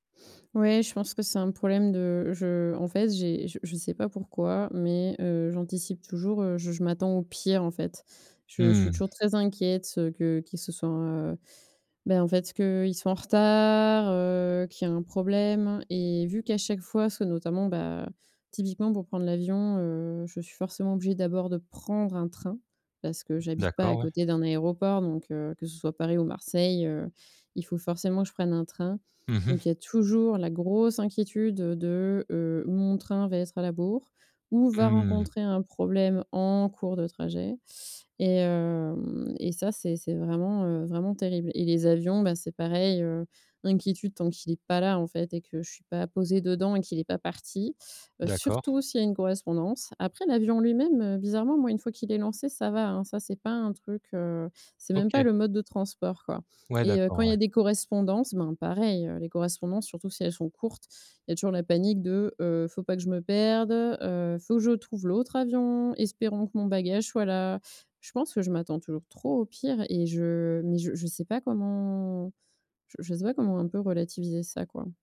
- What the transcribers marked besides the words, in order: stressed: "pire"; other background noise; drawn out: "heu"; drawn out: "retard"; drawn out: "bah"; stressed: "grosse"; stressed: "en"; stressed: "pas là"; stressed: "surtout"; singing: "l'autre avion, espérons que mon bagage soit là"; drawn out: "comment"
- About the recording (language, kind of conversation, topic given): French, advice, Comment réduire mon anxiété lorsque je me déplace pour des vacances ou des sorties ?